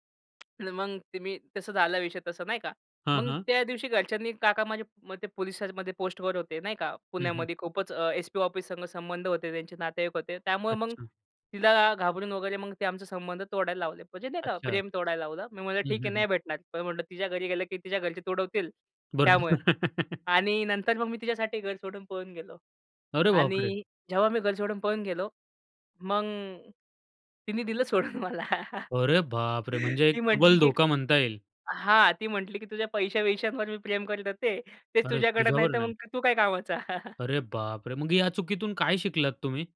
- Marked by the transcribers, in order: tapping; unintelligible speech; laugh; laughing while speaking: "तिने दिलं सोडून मला"; surprised: "अरे बापरे!"; chuckle; laughing while speaking: "मी प्रेम करत होते, तेच तुझ्याकडं नाही, तर मग तू काय कामाचा?"; chuckle
- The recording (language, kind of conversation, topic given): Marathi, podcast, चूक झाली तर त्यातून कशी शिकलात?